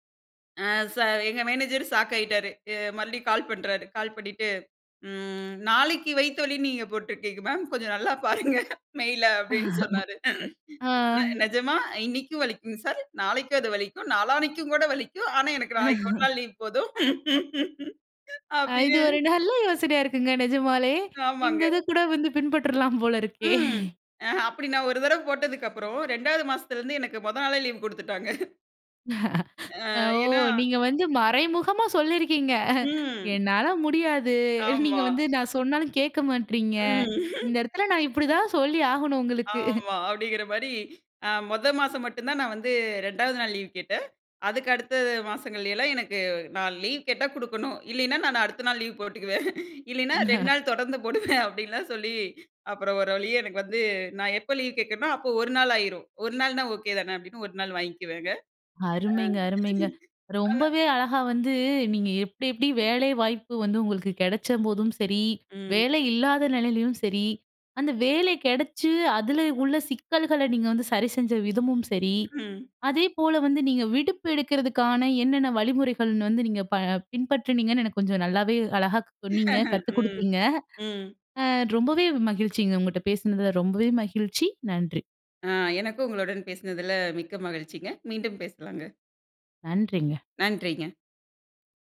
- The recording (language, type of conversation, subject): Tamil, podcast, மனநலமும் வேலைவாய்ப்பும் இடையே சமநிலையை எப்படிப் பேணலாம்?
- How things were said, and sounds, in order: laughing while speaking: "பாருங்க மெயில. அப்டின்னு சொன்னாரு. நிஜமா … லீவ் போதும். அப்டின்னு"; laugh; laugh; laughing while speaking: "அ இது ஒரு நல்ல யோசனையா … பின்பற்றலாம் போல இருக்கே"; laughing while speaking: "ஆமாங்க"; laughing while speaking: "அப்டி நான் ஒரு தடவ போட்டதுக்கப்புறம் … நாளே லீவ் குடுத்துவட்டாங்க"; laughing while speaking: "ஓ! நீங்க வந்து மறைமுகமா சொல்லிருக்கிங்க … சொல்லி ஆகணும் உங்களுக்கு"; laugh; other noise; laughing while speaking: "ஆமா அப்டிங்கிற மாரி, அ மொத … ஒரு நாள் வாங்கிக்குவேங்க"; chuckle; laugh; chuckle